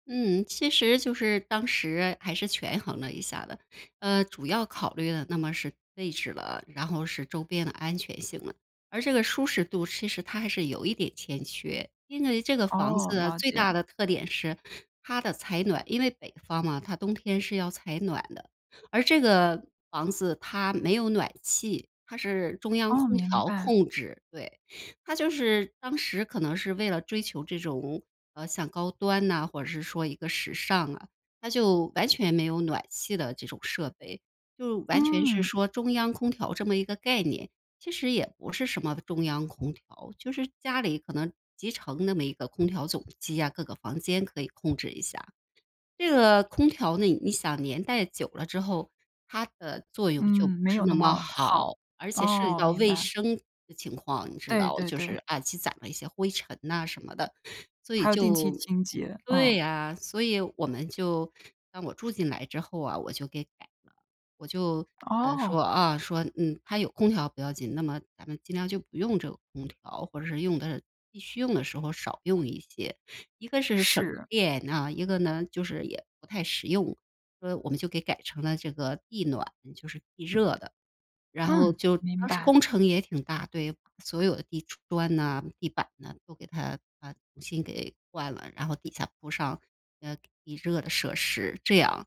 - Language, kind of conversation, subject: Chinese, podcast, 你会如何挑选住处，才能兼顾舒适与安全？
- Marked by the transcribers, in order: none